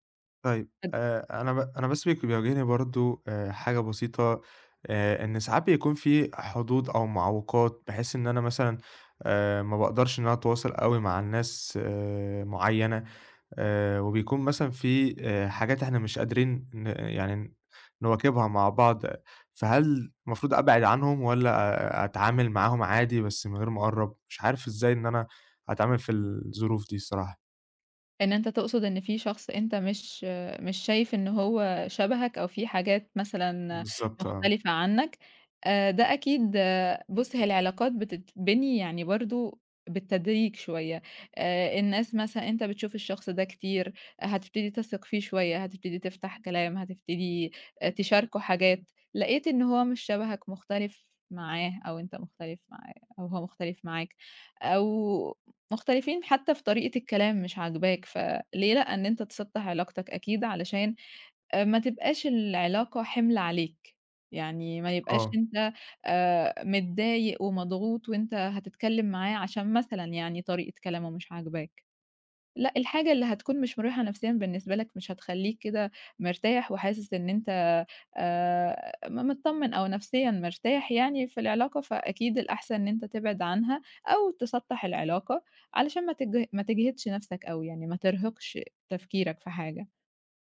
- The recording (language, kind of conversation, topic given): Arabic, advice, إزاي أوسّع دايرة صحابي بعد ما نقلت لمدينة جديدة؟
- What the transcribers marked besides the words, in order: unintelligible speech